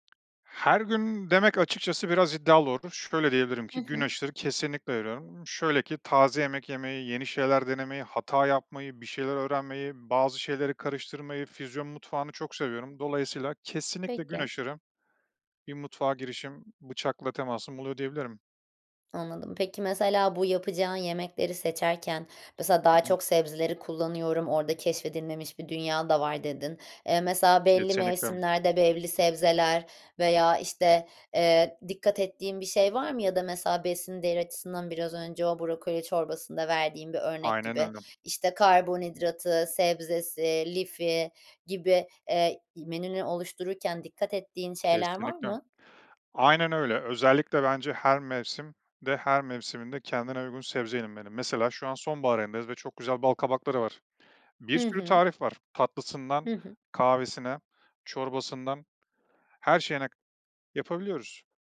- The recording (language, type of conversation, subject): Turkish, podcast, Hobini günlük rutinine nasıl sığdırıyorsun?
- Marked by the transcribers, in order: tapping; other noise